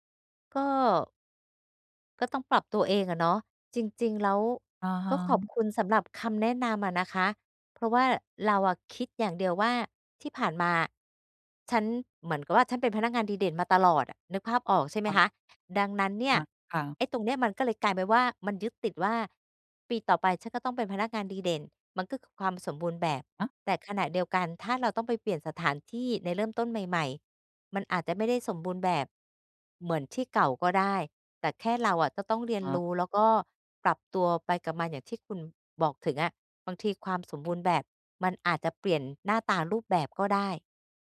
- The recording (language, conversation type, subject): Thai, advice, ทำไมฉันถึงกลัวที่จะเริ่มงานใหม่เพราะความคาดหวังว่าตัวเองต้องทำได้สมบูรณ์แบบ?
- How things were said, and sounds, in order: other background noise